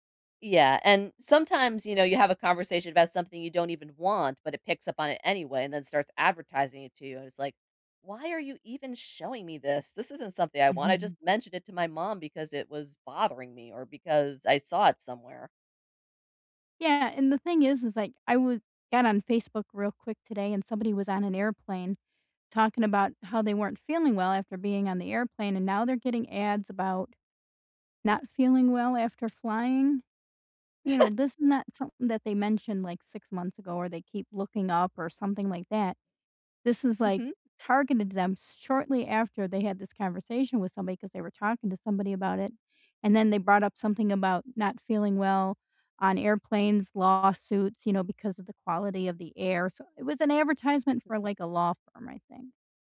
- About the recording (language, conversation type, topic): English, unstructured, Should I be worried about companies selling my data to advertisers?
- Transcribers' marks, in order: chuckle; chuckle; unintelligible speech